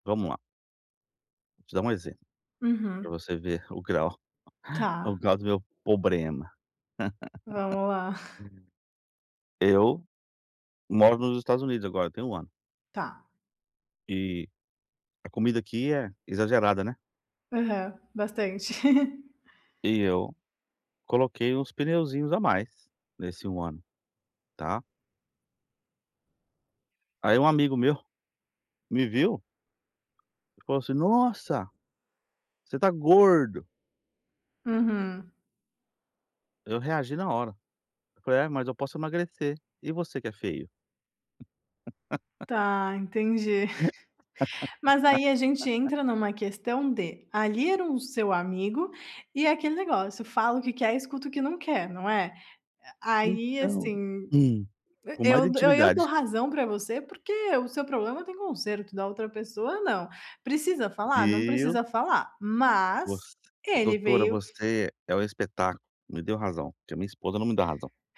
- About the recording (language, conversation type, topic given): Portuguese, advice, Como saber quando devo responder a uma crítica e quando devo simplesmente aceitá-la?
- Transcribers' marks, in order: chuckle; "problema" said as "pobrema"; laugh; chuckle; giggle; tapping; laugh; chuckle; laugh; throat clearing